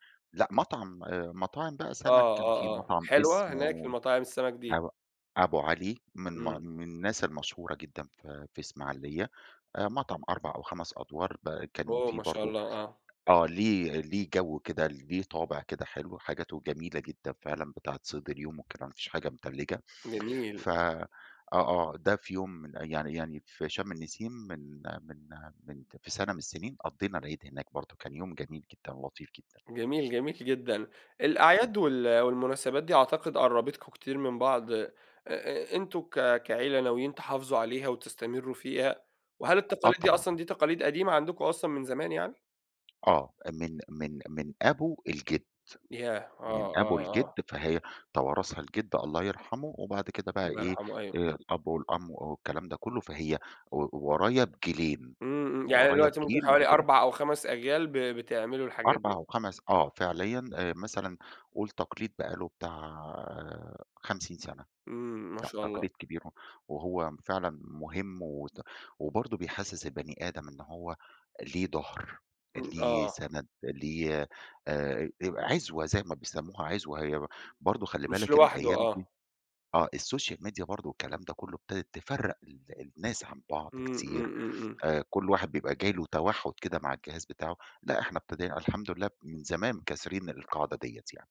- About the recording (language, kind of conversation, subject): Arabic, podcast, إزاي بتحتفلوا بالمناسبات التقليدية عندكم؟
- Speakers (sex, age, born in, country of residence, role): male, 30-34, Saudi Arabia, Egypt, host; male, 40-44, Egypt, Egypt, guest
- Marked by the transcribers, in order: other background noise; in English: "أوه!"; "من" said as "منت"; tapping; in English: "الSocial Media"